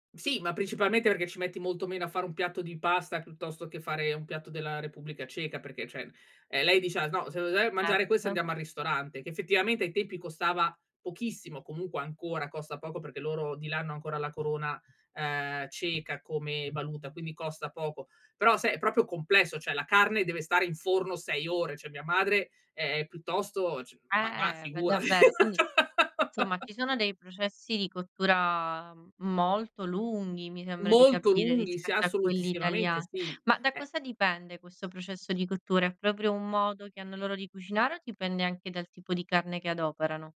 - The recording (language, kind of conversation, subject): Italian, podcast, Com'è stato crescere tra due culture?
- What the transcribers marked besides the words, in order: unintelligible speech; other background noise; laughing while speaking: "figurati"; laugh